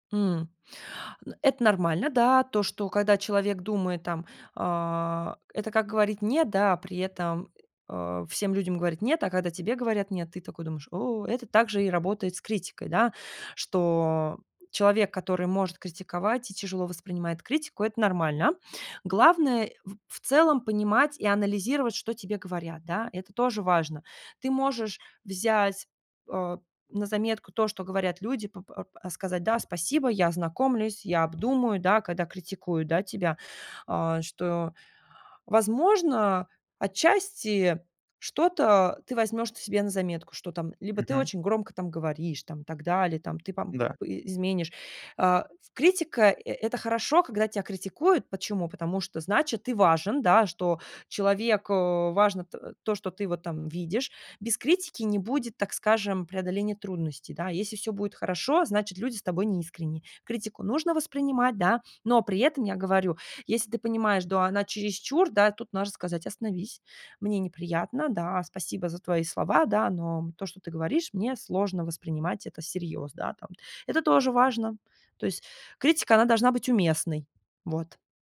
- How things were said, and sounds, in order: other noise; drawn out: "о"; other background noise; tapping
- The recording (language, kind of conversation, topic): Russian, advice, Почему мне трудно принимать критику?